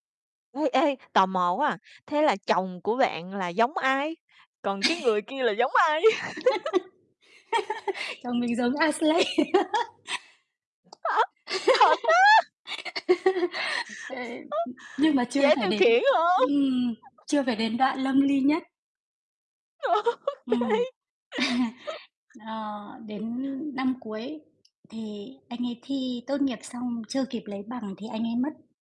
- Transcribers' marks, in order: laugh; laughing while speaking: "người kia là giống ai?"; tapping; laugh; laughing while speaking: "Chồng mình giống Ashley"; laugh; laugh; surprised: "Á, thật á"; laughing while speaking: "Á, dễ điều khiển hông?"; laugh; laughing while speaking: "Ô kê"; chuckle; laugh; other noise
- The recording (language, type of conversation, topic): Vietnamese, unstructured, Trải nghiệm nào đã định hình tính cách của bạn?